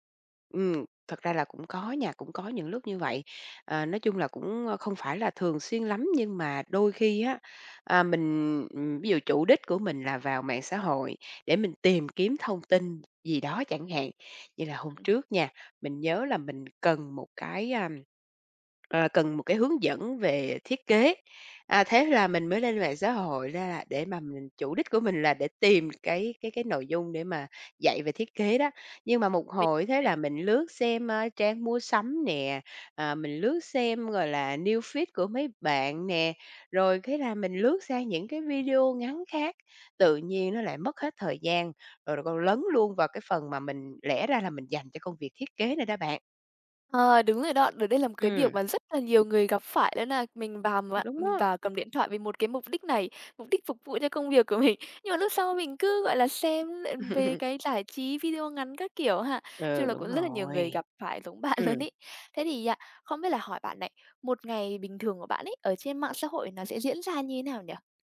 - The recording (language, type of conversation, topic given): Vietnamese, podcast, Bạn cân bằng thời gian dùng mạng xã hội với đời sống thực như thế nào?
- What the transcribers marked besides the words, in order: tapping; other background noise; in English: "News Feed"; laughing while speaking: "của mình"; laugh; laughing while speaking: "bạn luôn ấy"